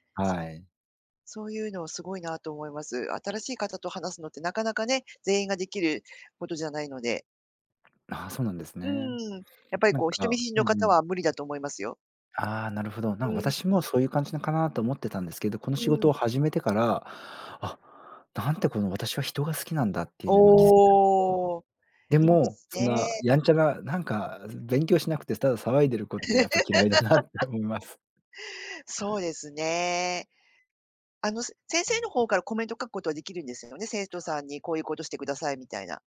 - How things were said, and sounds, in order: unintelligible speech; laugh; laughing while speaking: "嫌いだなって"
- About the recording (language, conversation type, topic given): Japanese, advice, 職場で本音を言えず萎縮していることについて、どのように感じていますか？